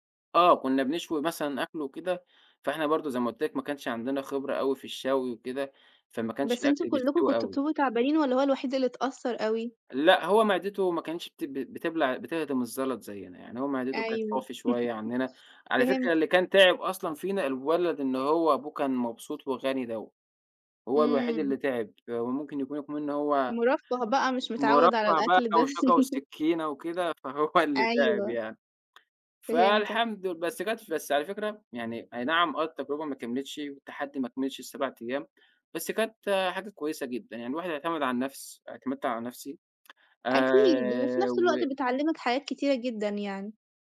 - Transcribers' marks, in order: tapping; chuckle; laugh; laughing while speaking: "فهو"; tsk
- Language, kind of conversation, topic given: Arabic, podcast, إزاي بتجهّز لطلعة تخييم؟
- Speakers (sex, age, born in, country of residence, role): female, 25-29, Egypt, Italy, host; male, 25-29, Egypt, Egypt, guest